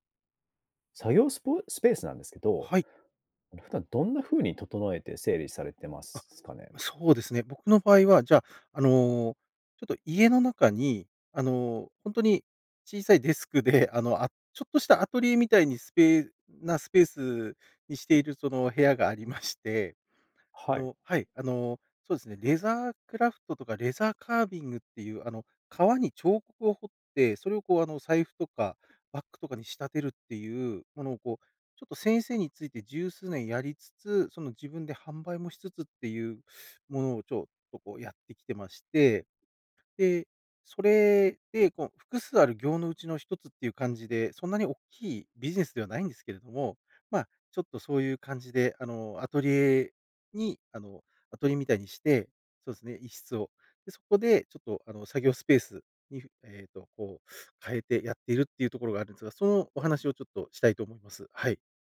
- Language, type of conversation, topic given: Japanese, podcast, 作業スペースはどのように整えていますか？
- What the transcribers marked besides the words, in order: laughing while speaking: "小さいデスクで"; chuckle